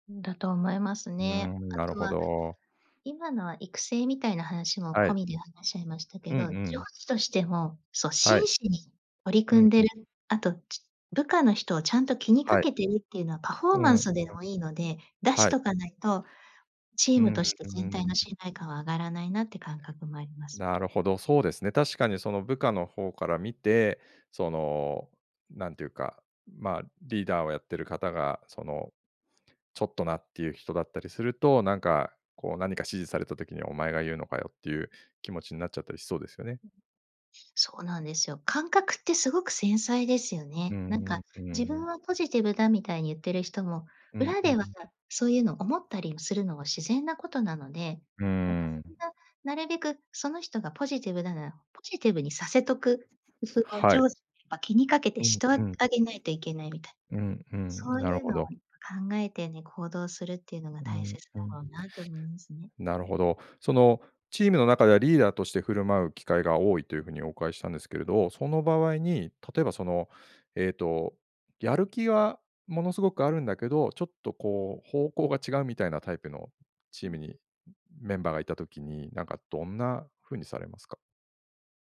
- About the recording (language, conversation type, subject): Japanese, podcast, チームの信頼はどのように築けばよいですか？
- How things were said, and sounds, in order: tapping; other background noise